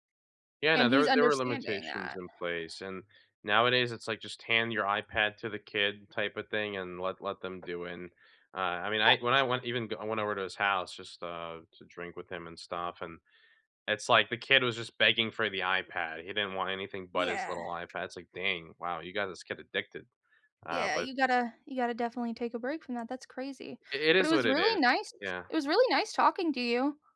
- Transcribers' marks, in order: tapping; other background noise
- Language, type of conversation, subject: English, unstructured, How do your social media habits affect your mood?
- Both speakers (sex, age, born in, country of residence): female, 30-34, United States, United States; male, 20-24, United States, United States